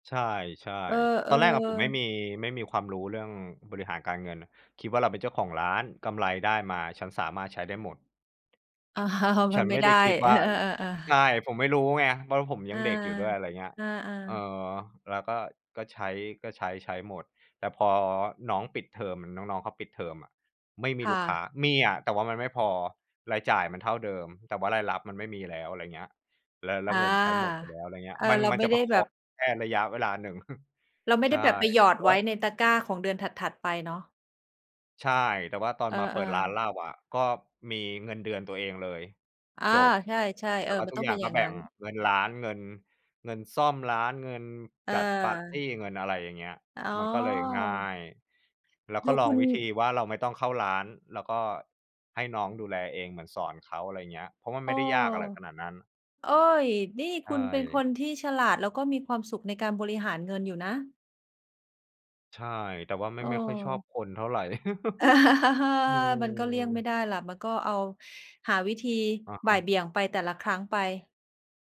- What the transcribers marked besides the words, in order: laughing while speaking: "อ้าว"; chuckle; chuckle
- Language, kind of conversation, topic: Thai, unstructured, ทำไมคนเรามักชอบใช้เงินกับสิ่งที่ทำให้ตัวเองมีความสุข?